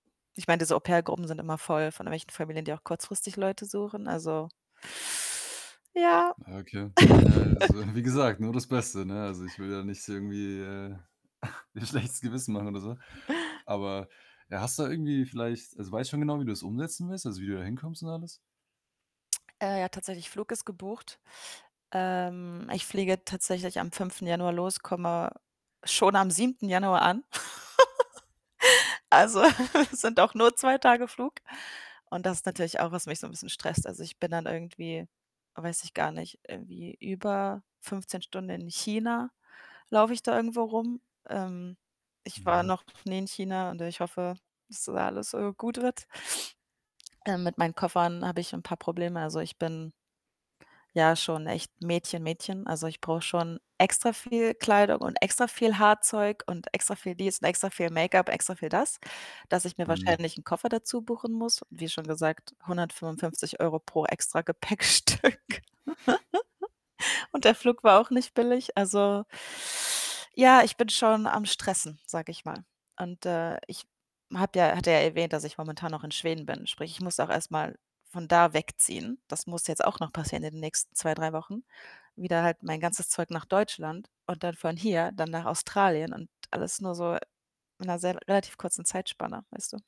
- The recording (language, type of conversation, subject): German, advice, Wie gehst du mit dem Stress beim Packen sowie bei der Organisation und Logistik deines Umzugs um?
- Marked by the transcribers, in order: tapping; other background noise; joyful: "Ja"; static; chuckle; chuckle; laughing while speaking: "dir schlechtes"; chuckle; distorted speech; laughing while speaking: "Extragepäckstück"; chuckle; inhale